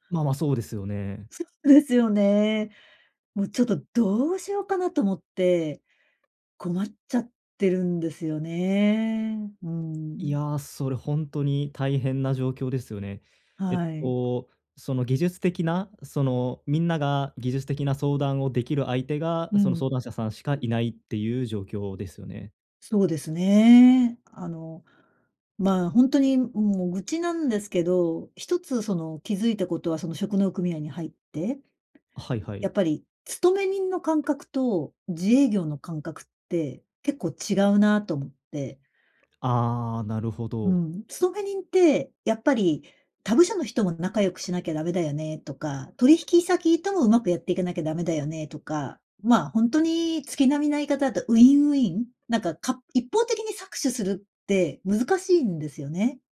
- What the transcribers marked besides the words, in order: none
- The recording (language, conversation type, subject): Japanese, advice, 他者の期待と自己ケアを両立するには、どうすればよいですか？